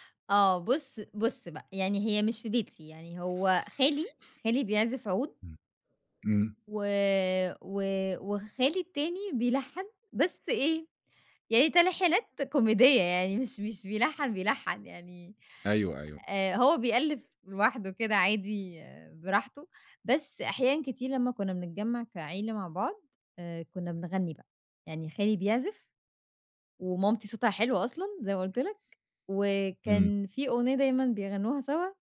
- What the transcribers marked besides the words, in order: none
- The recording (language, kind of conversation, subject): Arabic, podcast, إيه دور الذكريات في اختيار أغاني مشتركة؟